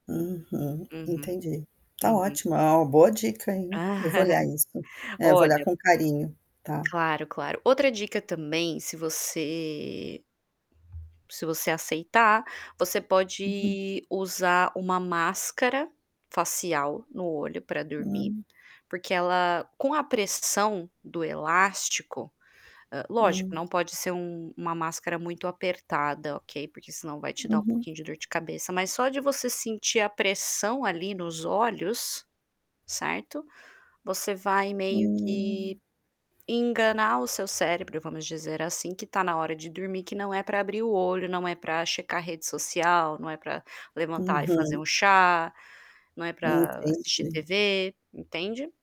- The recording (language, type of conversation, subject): Portuguese, advice, Como posso adormecer mais facilmente quando a ansiedade e os pensamentos acelerados não me deixam dormir?
- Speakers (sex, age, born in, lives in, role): female, 30-34, United States, Spain, advisor; female, 55-59, Brazil, United States, user
- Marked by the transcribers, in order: static; other background noise; laugh; tapping; drawn out: "Hum"